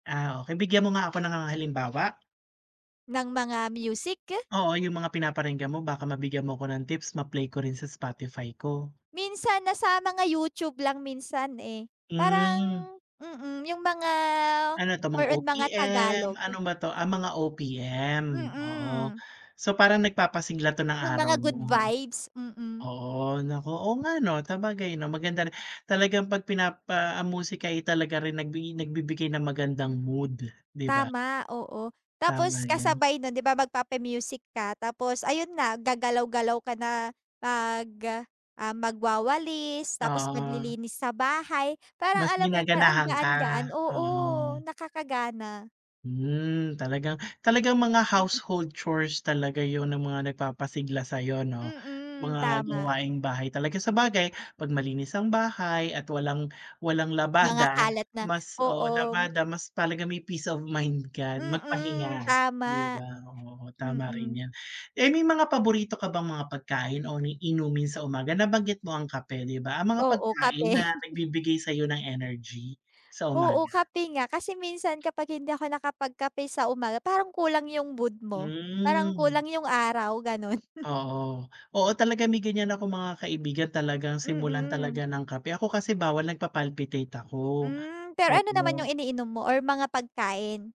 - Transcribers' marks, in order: tapping; "ba" said as "ma"; "nagpapasigla" said as "nagpapasingla"; other background noise; chuckle
- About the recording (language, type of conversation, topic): Filipino, unstructured, Paano mo sinisimulan ang araw para manatiling masigla?